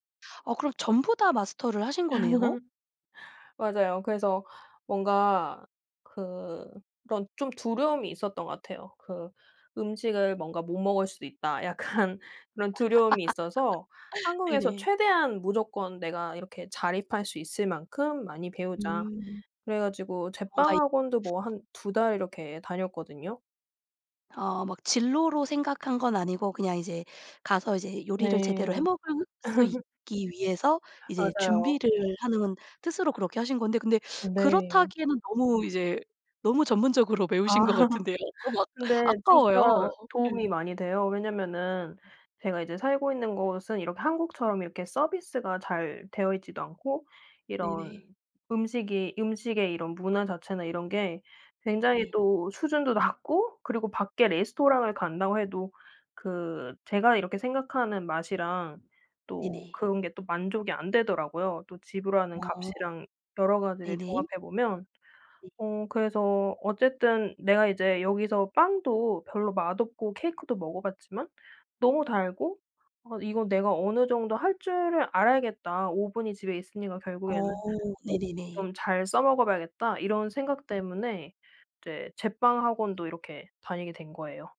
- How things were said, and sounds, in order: laugh; laughing while speaking: "약간"; other background noise; laugh; tapping; laugh; laughing while speaking: "아"; laugh
- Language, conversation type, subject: Korean, podcast, 요리를 새로 배우면서 가장 인상 깊었던 경험은 무엇인가요?